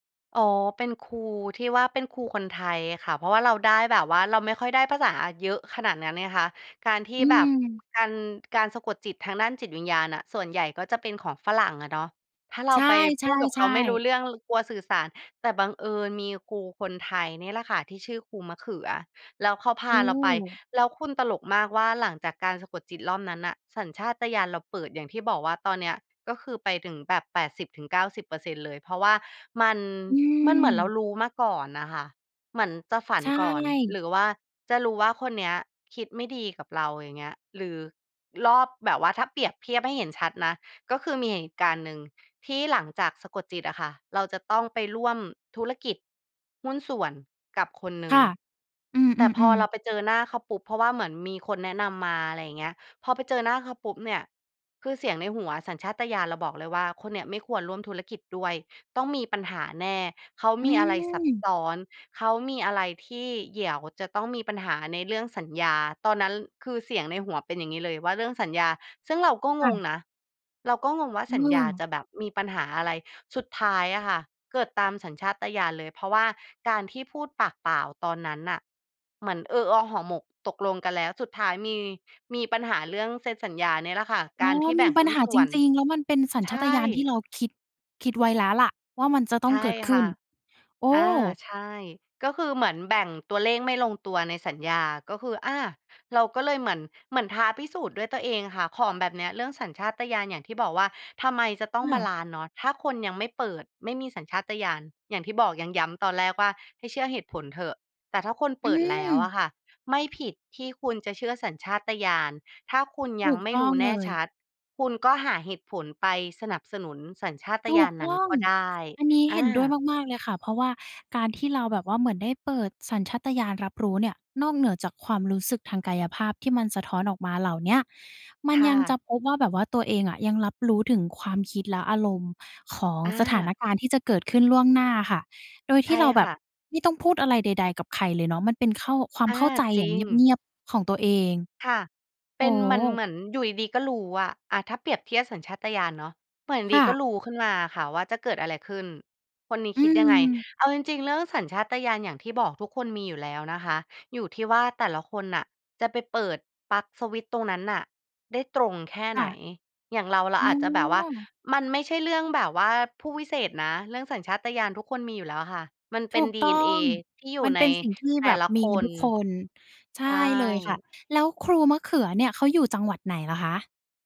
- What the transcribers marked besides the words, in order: none
- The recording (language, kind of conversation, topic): Thai, podcast, เราควรปรับสมดุลระหว่างสัญชาตญาณกับเหตุผลในการตัดสินใจอย่างไร?